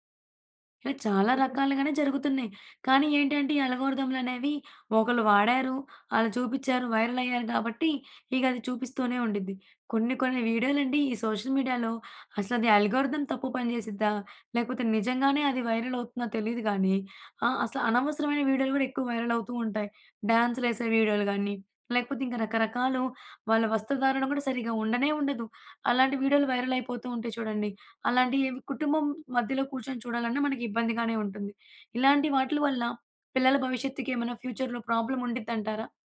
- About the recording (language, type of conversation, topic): Telugu, podcast, సామాజిక మాధ్యమాల్లోని అల్గోరిథమ్లు భవిష్యత్తులో మన భావోద్వేగాలపై ఎలా ప్రభావం చూపుతాయని మీరు అనుకుంటారు?
- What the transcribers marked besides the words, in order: in English: "వైరల్"; in English: "సోషల్ మీడియాలో"; in English: "అల్గారిథం"; in English: "వైరల్"; in English: "వైరల్"; in English: "వైరల్"; in English: "ఫ్యూచర్‌లో ప్రాబ్లమ్"